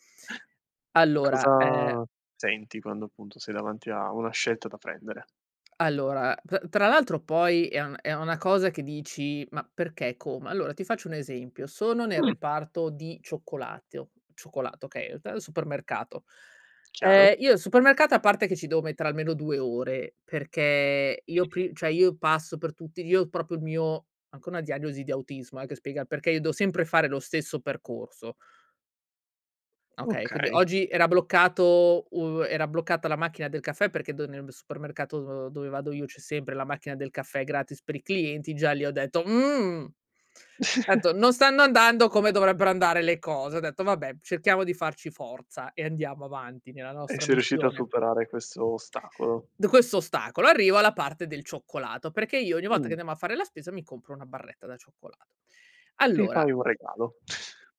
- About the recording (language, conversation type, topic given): Italian, podcast, Come riconosci che sei vittima della paralisi da scelta?
- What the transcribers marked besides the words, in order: other noise; other background noise; tapping; stressed: "Mhmm"; chuckle; chuckle